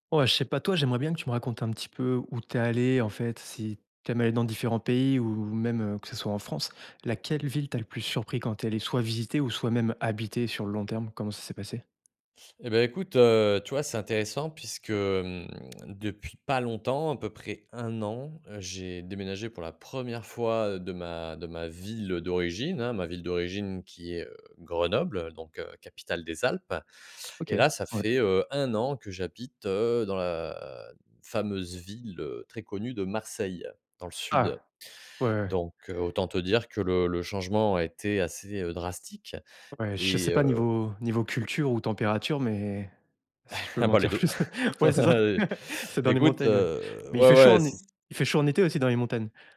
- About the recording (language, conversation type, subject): French, podcast, Quelle ville t’a le plus surpris, et pourquoi ?
- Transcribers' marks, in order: chuckle